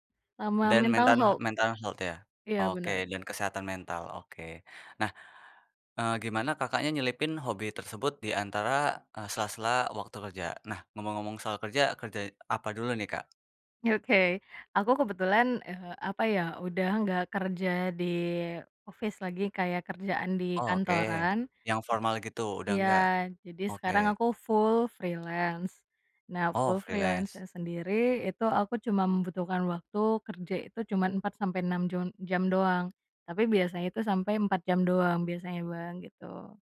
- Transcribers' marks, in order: in English: "mental health"; in English: "mental health"; put-on voice: "Oke"; in English: "office"; other background noise; in English: "full freelance"; in English: "full freelance-nya"; in English: "freelance"
- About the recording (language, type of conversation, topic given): Indonesian, podcast, Bagaimana kamu menyeimbangkan hobi dengan pekerjaan sehari-hari?